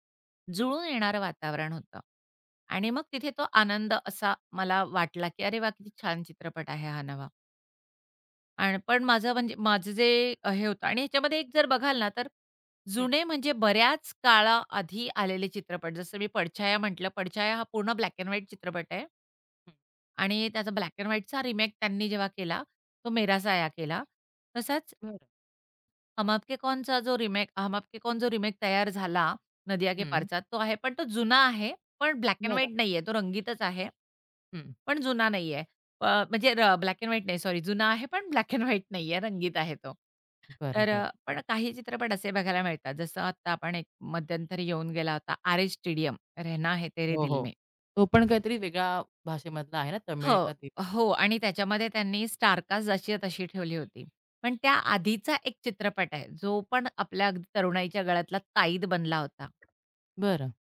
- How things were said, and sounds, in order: tapping; other background noise
- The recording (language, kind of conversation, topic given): Marathi, podcast, रिमेक करताना मूळ कथेचा गाभा कसा जपावा?